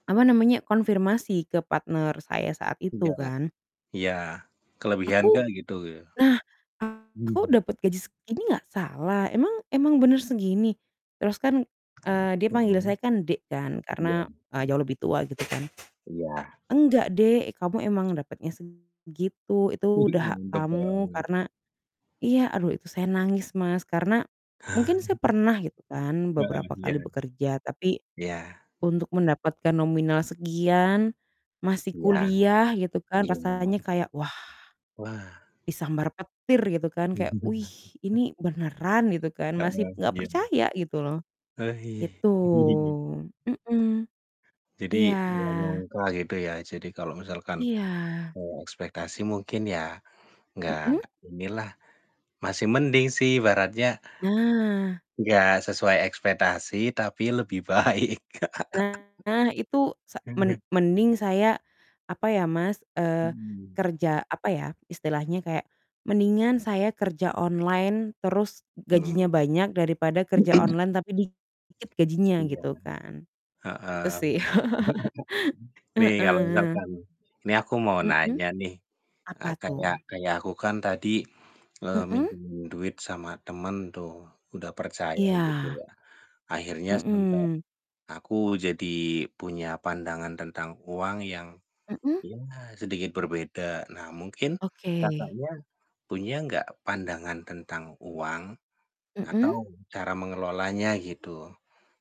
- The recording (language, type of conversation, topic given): Indonesian, unstructured, Apa pengalaman paling mengejutkan yang pernah kamu alami terkait uang?
- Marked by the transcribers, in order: static; in English: "partner"; other background noise; distorted speech; laugh; unintelligible speech; chuckle; laugh; unintelligible speech; chuckle; tapping; laughing while speaking: "baik"; laugh; chuckle; laugh